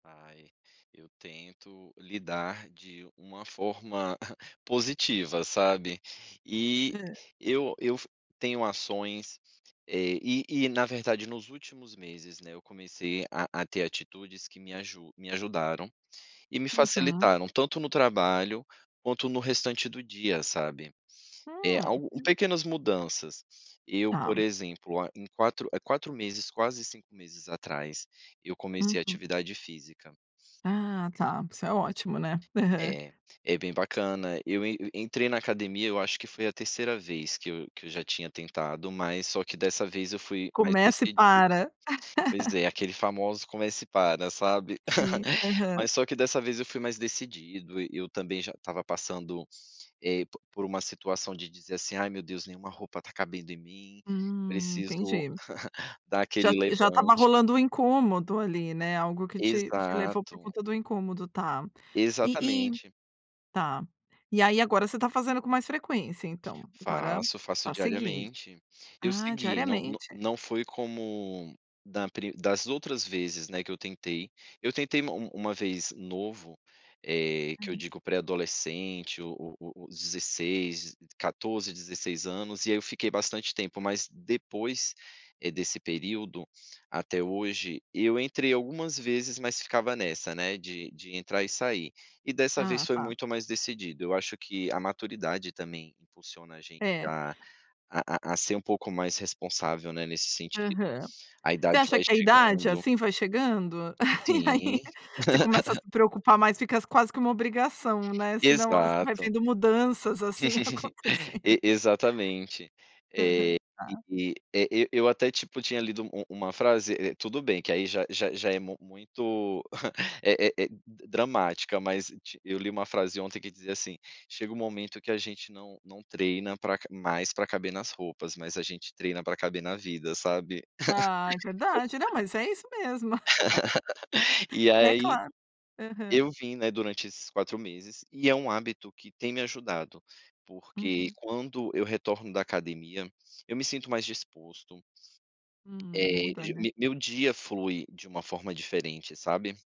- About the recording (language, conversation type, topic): Portuguese, podcast, Como você concilia trabalho e hábitos saudáveis?
- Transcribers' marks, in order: chuckle; tapping; other background noise; laugh; laugh; laugh; chuckle; laugh; laugh; laughing while speaking: "acontecendo"; chuckle; laugh